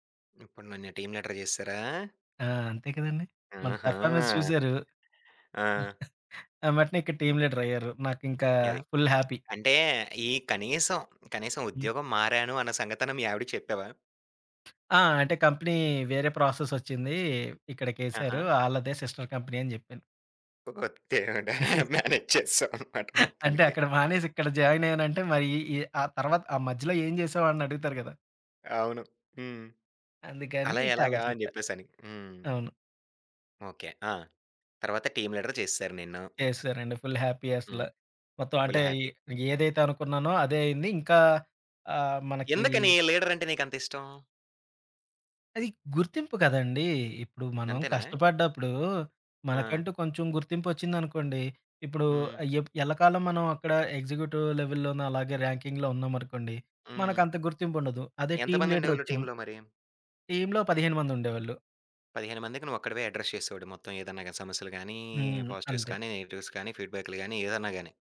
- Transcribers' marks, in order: in English: "టీమ్ లీడర్"; in English: "పెర్ఫార్మన్స్"; chuckle; in English: "టీమ్"; in English: "ఫుల్ హ్యాపీ"; tapping; other background noise; in English: "కంపెనీ"; in English: "సిస్టర్ కంపెనీ"; laughing while speaking: "ఓరి దేవుడా! మేనేజ్ చేసాం అన్నమాట మొత్తానికి"; laugh; in English: "మేనేజ్"; in English: "టీమ్ లీడర్"; in English: "ఫుల్ హ్యాపీ"; in English: "ఫుల్ హ్యాపీ"; in English: "ఎగ్జిక్యూటివ్ లెవెల్‌లోనో"; in English: "ర్యాంకింగ్‌లో"; in English: "టీమ్"; in English: "టీమ్‌లో"; in English: "టీమ్‌లో"; in English: "అడ్రెస్"; in English: "పాజిటివ్స్"; in English: "నెగెటివ్స్"
- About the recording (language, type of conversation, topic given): Telugu, podcast, ఒక ఉద్యోగం నుంచి తప్పుకోవడం నీకు విజయానికి తొలి అడుగేనని అనిపిస్తుందా?